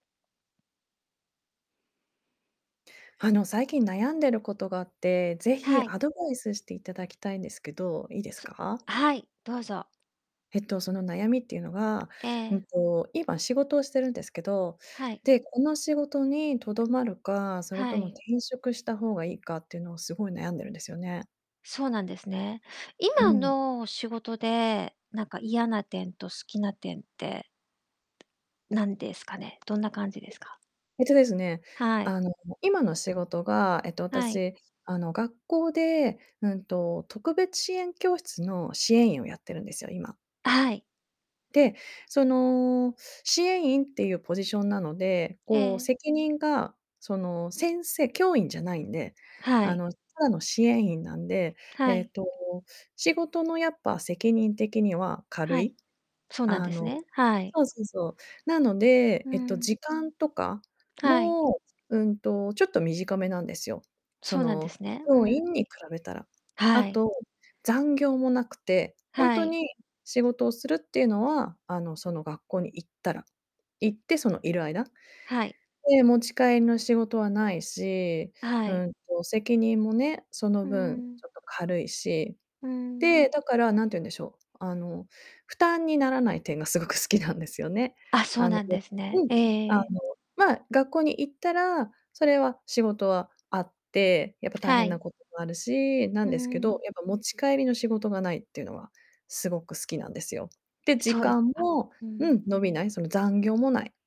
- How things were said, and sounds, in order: distorted speech; tapping; unintelligible speech; other background noise; background speech; unintelligible speech
- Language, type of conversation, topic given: Japanese, advice, 転職するべきか今の職場に残るべきか、今どんなことで悩んでいますか？